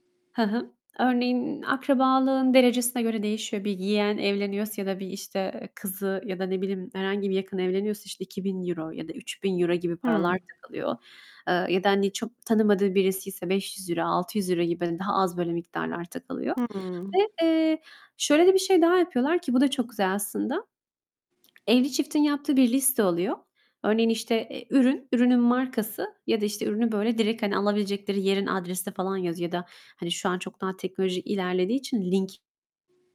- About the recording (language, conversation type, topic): Turkish, unstructured, Dini ya da kültürel bir kutlamada en çok neyi seviyorsun?
- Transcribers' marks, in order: distorted speech; other background noise